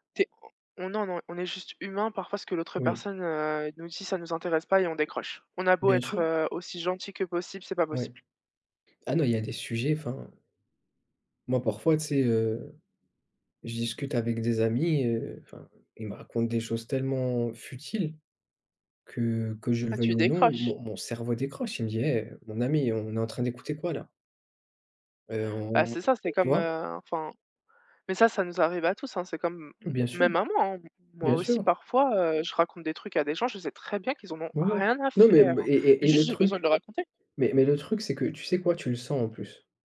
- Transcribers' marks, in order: other background noise; stressed: "rien"
- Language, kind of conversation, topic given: French, unstructured, Quelle est la plus grande leçon que vous avez tirée de l’importance de l’écoute active ?